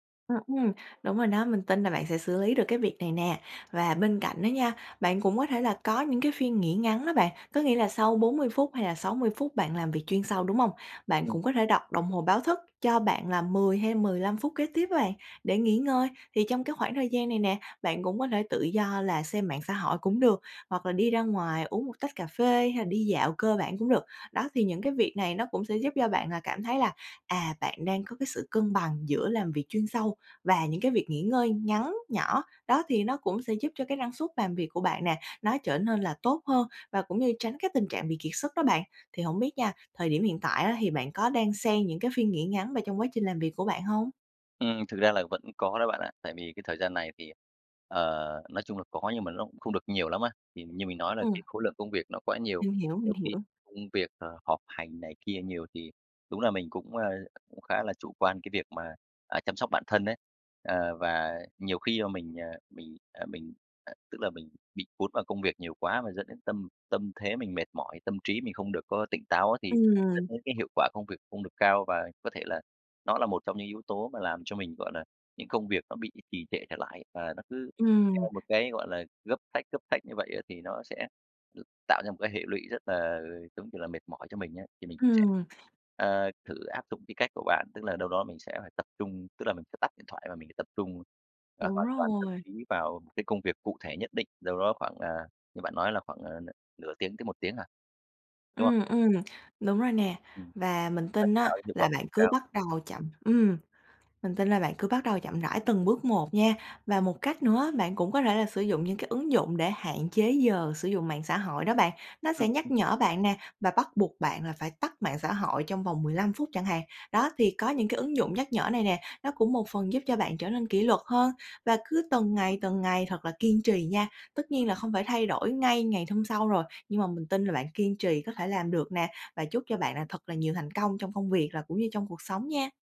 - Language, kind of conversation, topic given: Vietnamese, advice, Làm thế nào để bạn bớt dùng mạng xã hội để tập trung hoàn thành công việc?
- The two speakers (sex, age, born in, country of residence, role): female, 25-29, Vietnam, Vietnam, advisor; male, 35-39, Vietnam, Vietnam, user
- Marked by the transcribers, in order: tapping; other background noise; other noise; unintelligible speech; "hôm" said as "thôm"